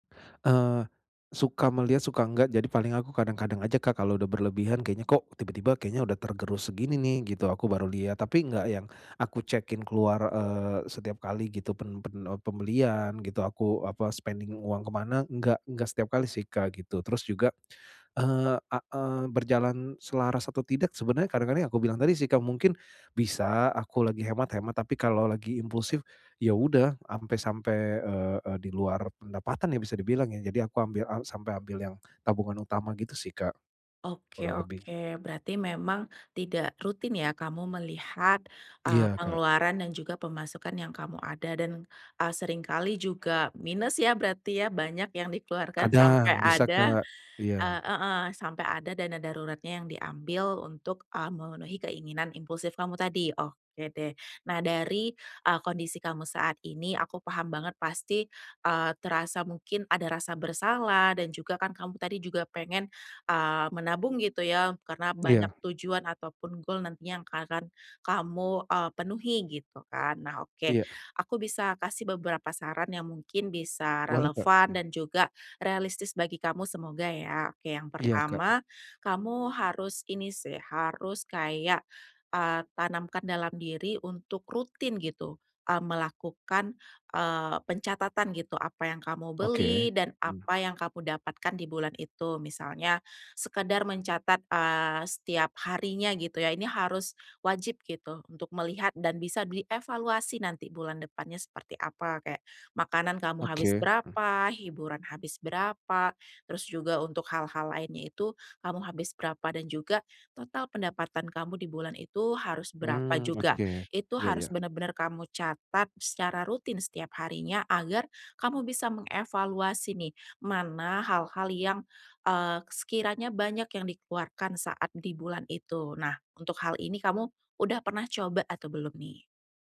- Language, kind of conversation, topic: Indonesian, advice, Bagaimana cara membatasi belanja impulsif tanpa mengurangi kualitas hidup?
- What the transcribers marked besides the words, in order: in English: "spending"